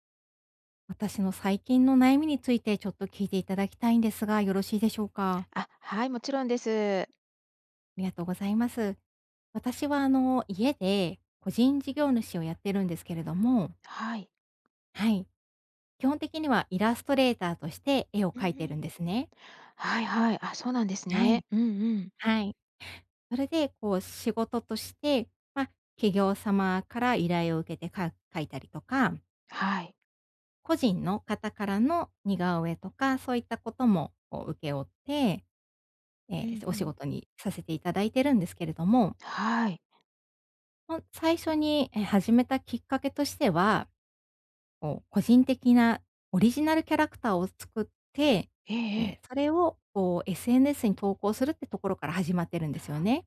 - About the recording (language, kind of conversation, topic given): Japanese, advice, 創作の時間を定期的に確保するにはどうすればいいですか？
- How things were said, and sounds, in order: none